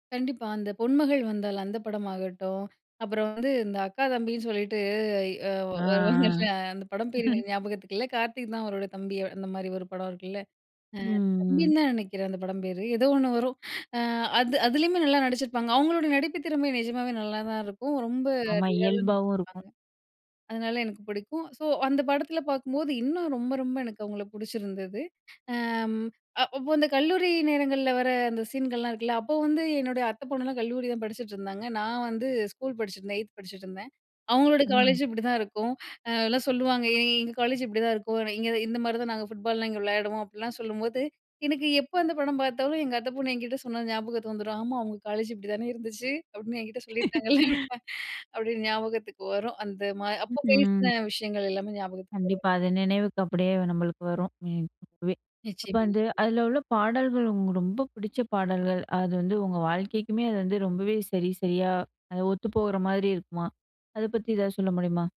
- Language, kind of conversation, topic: Tamil, podcast, உங்களுக்கு பிடித்த சினிமா கதையைப் பற்றி சொல்ல முடியுமா?
- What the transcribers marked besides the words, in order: chuckle; in English: "ஸோ"; laughing while speaking: "இப்படி தானே இருந்துச்சு அப்படின்னு என்கிட்டே சொல்லியிருக்காங்கள்ல"; laugh